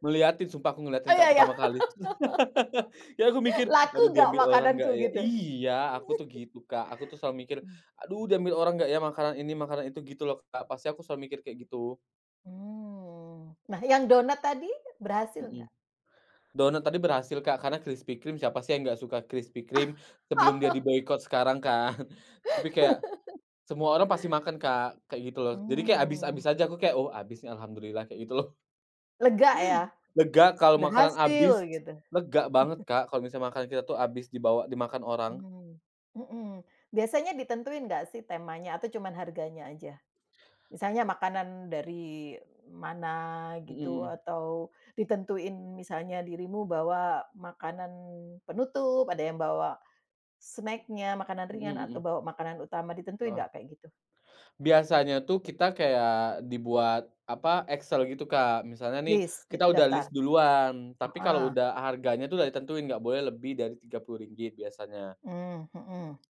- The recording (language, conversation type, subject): Indonesian, podcast, Pernahkah kamu ikut acara potluck atau acara masak bareng bersama komunitas?
- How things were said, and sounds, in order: laugh; chuckle; drawn out: "Mmm"; laugh; laughing while speaking: "kan"; laugh; chuckle